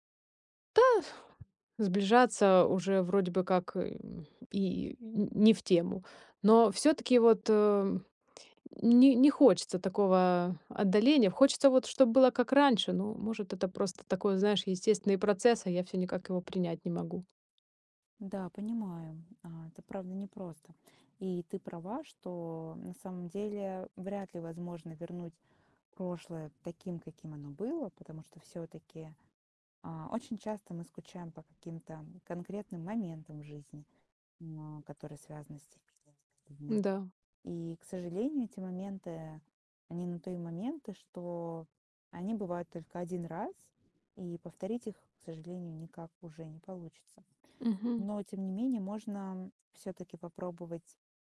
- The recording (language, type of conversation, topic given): Russian, advice, Почему мой друг отдалился от меня и как нам в этом разобраться?
- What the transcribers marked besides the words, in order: tapping; other background noise